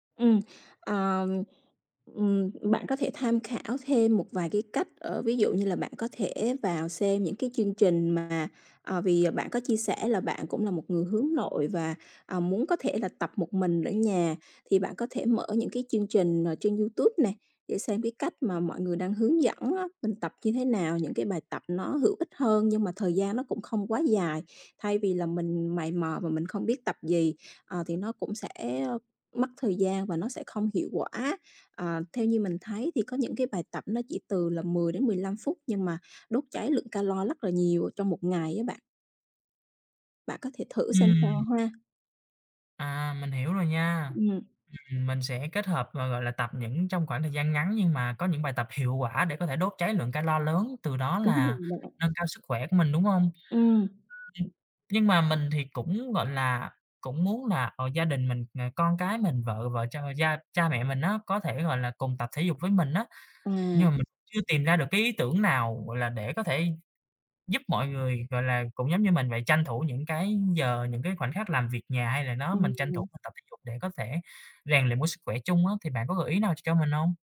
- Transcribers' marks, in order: other background noise; tapping; alarm; unintelligible speech
- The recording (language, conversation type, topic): Vietnamese, advice, Làm sao để sắp xếp thời gian tập luyện khi bận công việc và gia đình?